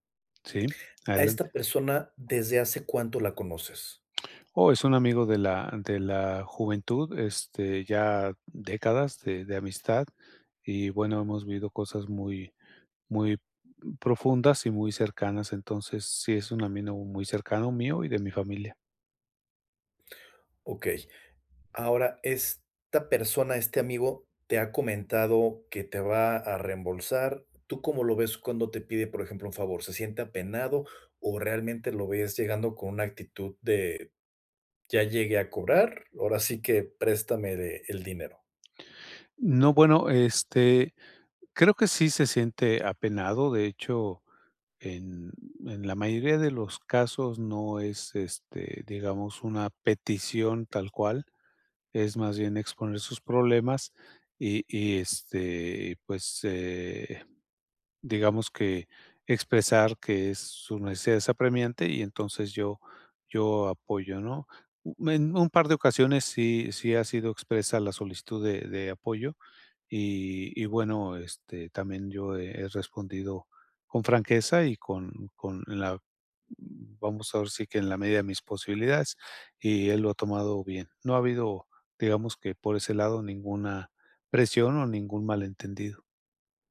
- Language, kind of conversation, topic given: Spanish, advice, ¿Cómo puedo equilibrar el apoyo a los demás con mis necesidades personales?
- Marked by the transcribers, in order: tapping; "amigo" said as "amino"